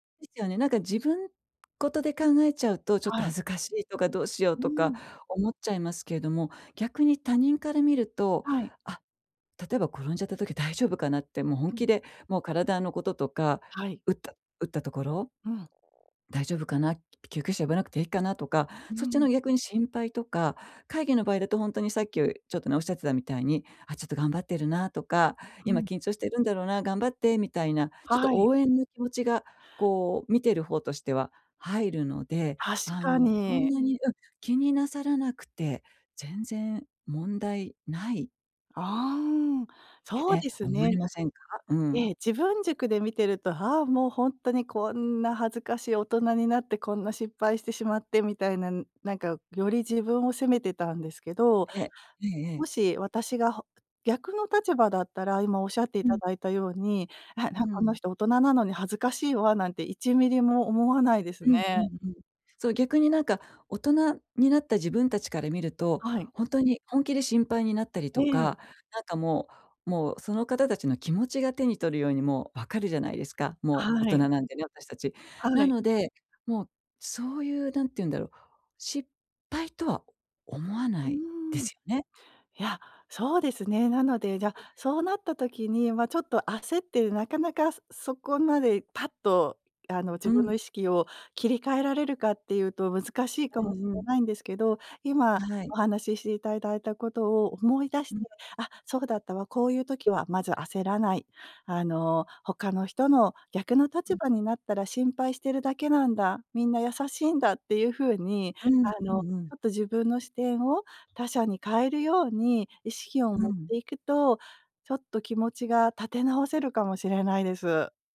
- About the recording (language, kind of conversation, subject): Japanese, advice, 人前で失敗したあと、どうやって立ち直ればいいですか？
- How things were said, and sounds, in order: none